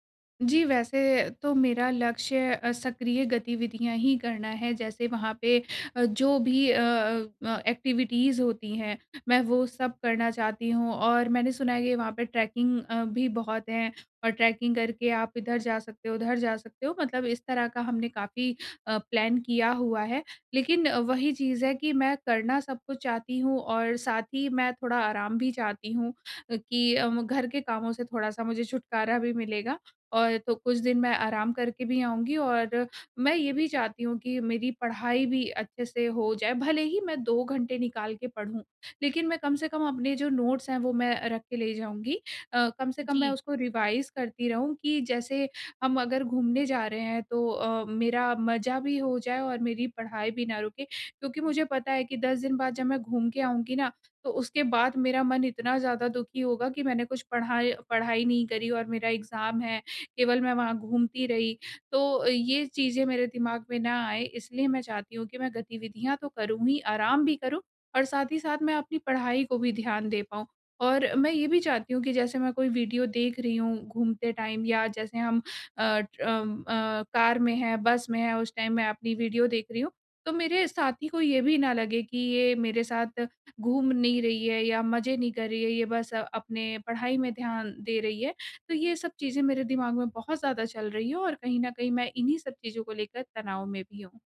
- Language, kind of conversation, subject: Hindi, advice, यात्रा या सप्ताहांत के दौरान तनाव कम करने के तरीके
- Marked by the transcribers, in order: in English: "एक्टिविटीज़"; in English: "ट्रैकिंग"; in English: "ट्रैकिंग"; in English: "प्लान"; in English: "नोट्स"; in English: "रिवाइज़"; in English: "एग्ज़ाम"; in English: "टाइम"; in English: "कार"; in English: "टाइम"